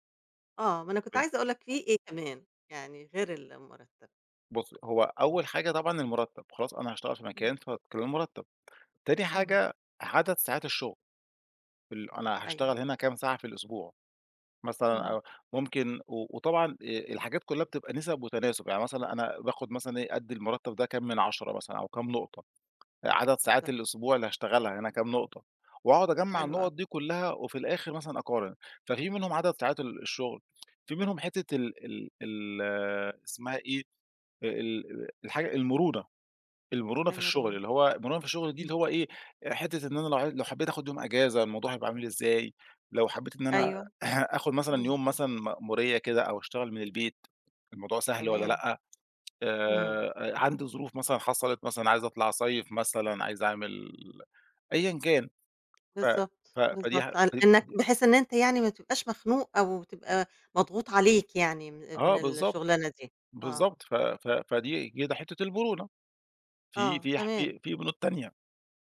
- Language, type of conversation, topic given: Arabic, podcast, إزاي تختار بين وظيفتين معروضين عليك؟
- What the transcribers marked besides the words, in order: tapping; throat clearing